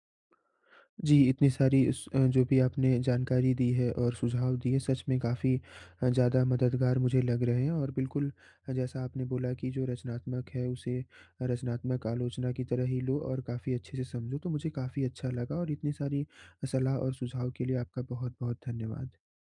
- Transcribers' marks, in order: none
- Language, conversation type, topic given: Hindi, advice, मैं रचनात्मक आलोचना को व्यक्तिगत रूप से कैसे न लूँ?
- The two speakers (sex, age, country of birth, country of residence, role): male, 20-24, India, India, user; male, 25-29, India, India, advisor